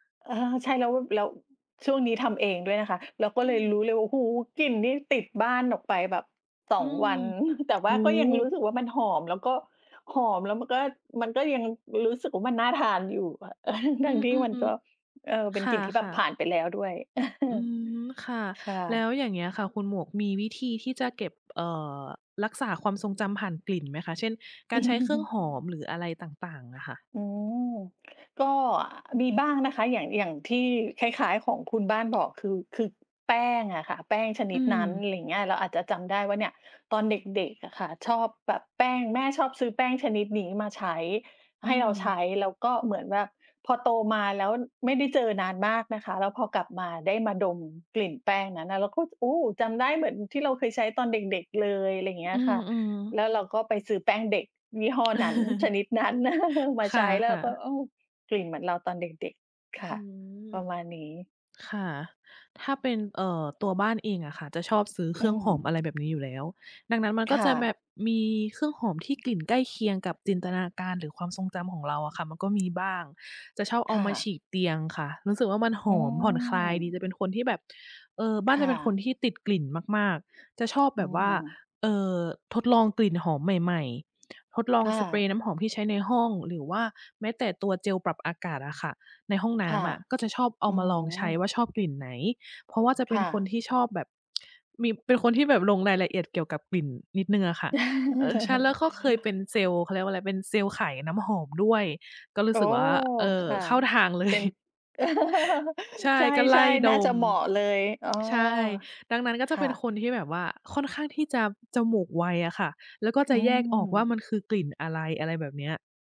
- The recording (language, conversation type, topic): Thai, unstructured, เคยมีกลิ่นอะไรที่ทำให้คุณนึกถึงความทรงจำเก่า ๆ ไหม?
- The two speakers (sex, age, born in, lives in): female, 40-44, Thailand, Sweden; female, 40-44, Thailand, Thailand
- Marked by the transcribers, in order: chuckle; chuckle; chuckle; other background noise; chuckle; tapping; chuckle; chuckle